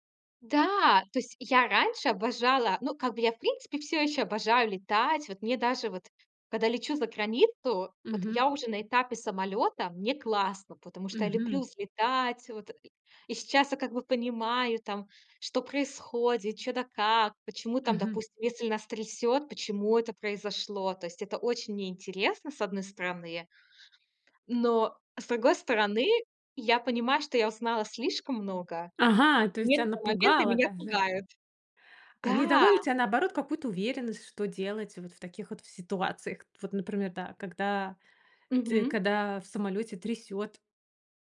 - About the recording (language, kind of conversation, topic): Russian, podcast, Как ты выбрал свою профессию?
- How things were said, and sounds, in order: other background noise